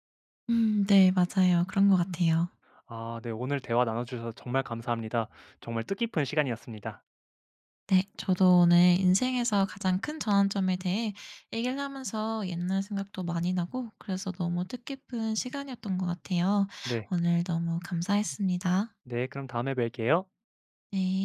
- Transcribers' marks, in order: none
- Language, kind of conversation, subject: Korean, podcast, 인생에서 가장 큰 전환점은 언제였나요?